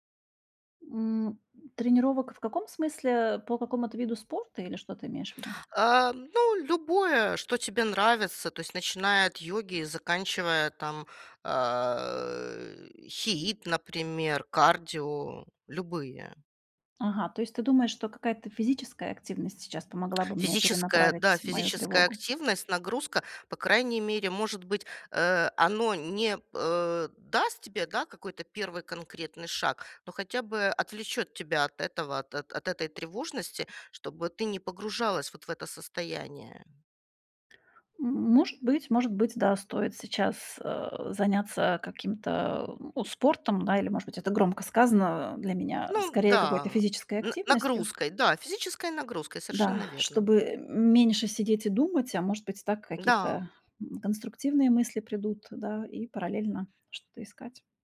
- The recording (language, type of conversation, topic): Russian, advice, Как превратить тревогу в конкретные действия?
- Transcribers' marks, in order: in English: "HIIT"; other background noise; tapping; sigh